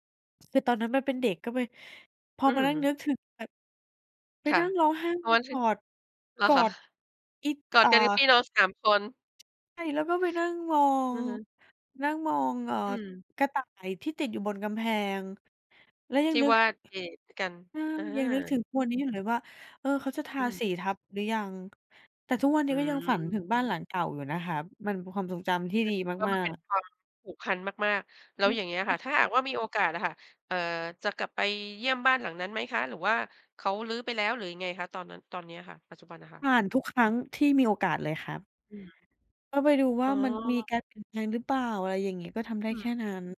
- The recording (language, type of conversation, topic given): Thai, podcast, คุณมีความทรงจำในครอบครัวเรื่องไหนที่ยังทำให้รู้สึกอบอุ่นมาจนถึงวันนี้?
- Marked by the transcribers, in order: other noise; unintelligible speech